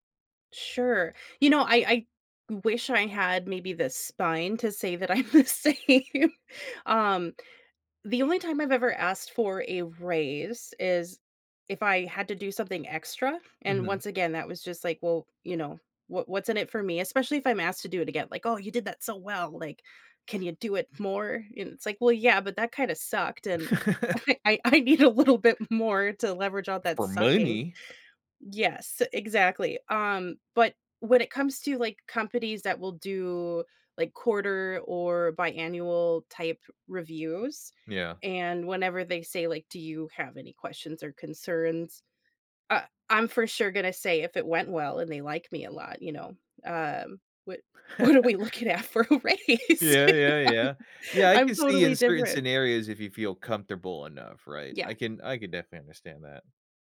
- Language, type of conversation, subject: English, unstructured, How can I make saying no feel less awkward and more natural?
- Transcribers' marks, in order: laughing while speaking: "I'm the same"; laugh; laughing while speaking: "I I need a little bit"; chuckle; laughing while speaking: "what are we looking at for a raise?"